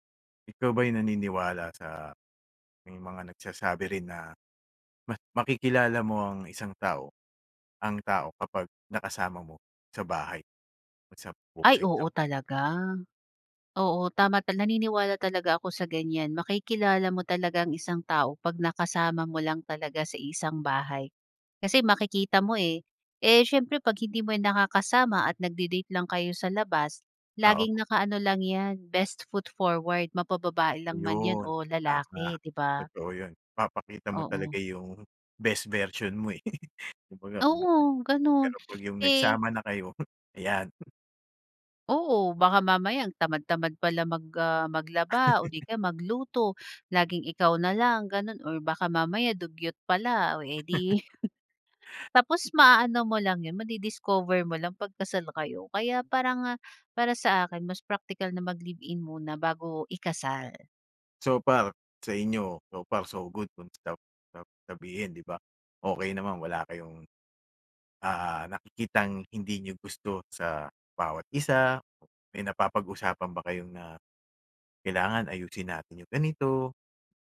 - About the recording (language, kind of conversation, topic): Filipino, podcast, Sino ang bigla mong nakilala na nagbago ng takbo ng buhay mo?
- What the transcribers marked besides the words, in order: in English: "best foot forward"; chuckle; unintelligible speech; other background noise; chuckle; chuckle; in English: "so far, so good"